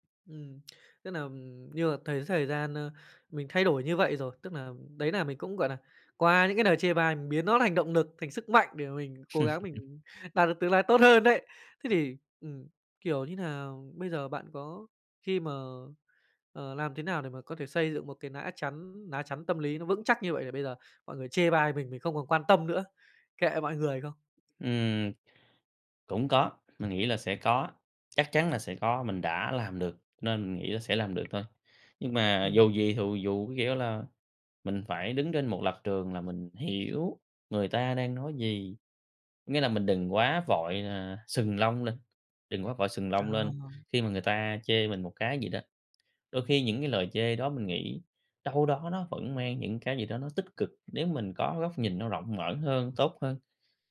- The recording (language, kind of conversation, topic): Vietnamese, podcast, Bạn thường xử lý những lời chê bai về ngoại hình như thế nào?
- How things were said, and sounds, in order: "lời" said as "nời"; laugh; tapping; other background noise